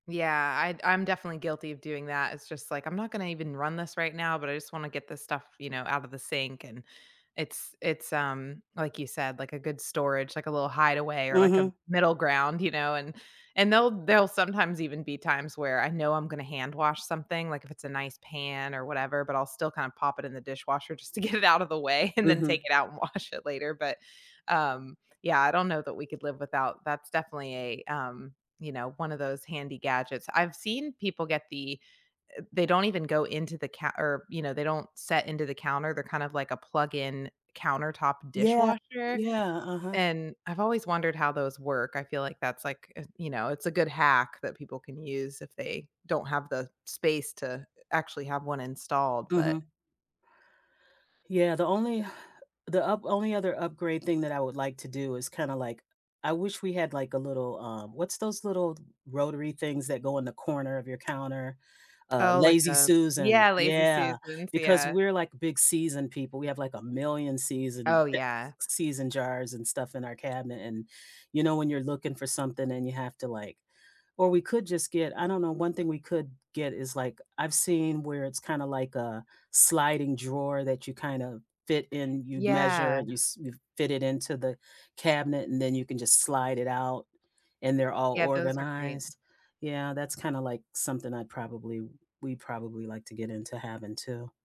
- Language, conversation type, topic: English, unstructured, What simple DIY kitchen upgrades have made cooking easier and more fun in your home?
- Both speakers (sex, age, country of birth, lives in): female, 40-44, United States, United States; female, 55-59, United States, United States
- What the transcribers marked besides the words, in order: other background noise; tapping; unintelligible speech